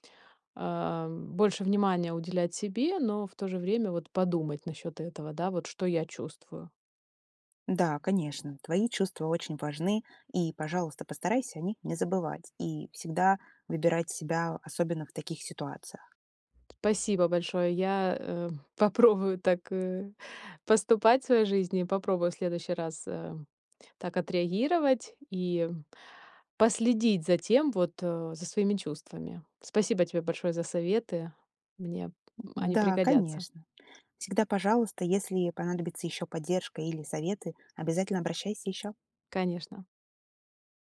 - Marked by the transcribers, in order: tapping; laughing while speaking: "попробую"; other background noise
- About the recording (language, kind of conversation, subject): Russian, advice, Как реагировать на критику вашей внешности или стиля со стороны родственников и знакомых?